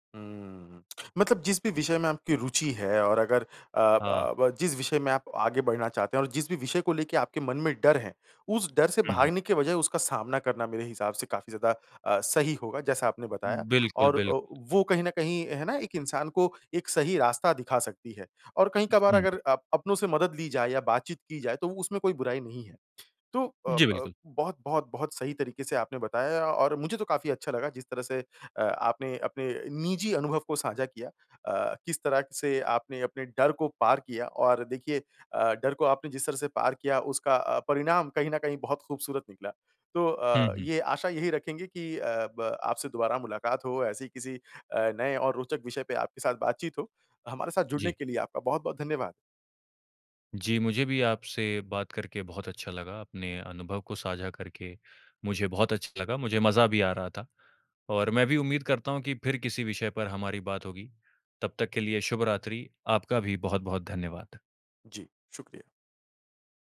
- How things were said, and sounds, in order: lip smack; tapping
- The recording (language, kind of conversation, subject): Hindi, podcast, अपने डर पर काबू पाने का अनुभव साझा कीजिए?